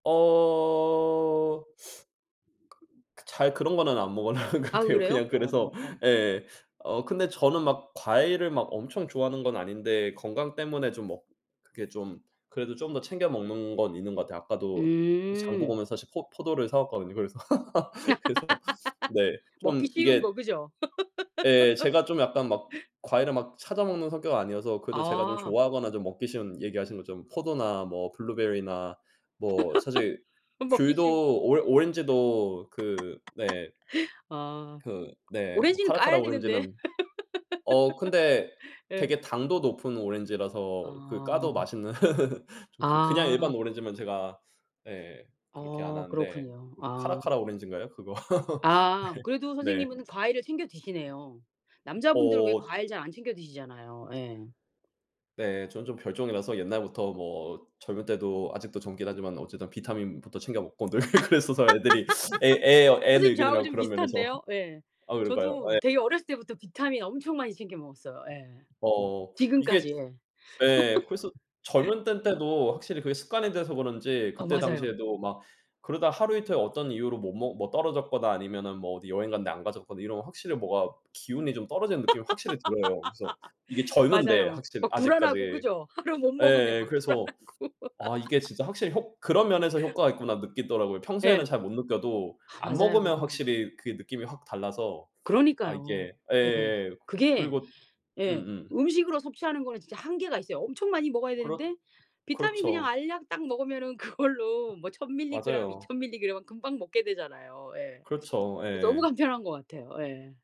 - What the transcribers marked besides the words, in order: other noise; laughing while speaking: "안 먹으려고 하는 것 같아요. 그냥 그래서"; laugh; laugh; laugh; laughing while speaking: "먹기 쉬운 거"; laugh; laugh; laugh; laugh; laugh; laughing while speaking: "늘 그랬어서 애들이"; laugh; laugh; laughing while speaking: "하루 못 먹으면 막 불안하고"; laugh; laughing while speaking: "그걸로"; other background noise
- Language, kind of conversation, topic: Korean, unstructured, 건강한 식습관을 꾸준히 유지하려면 어떻게 해야 할까요?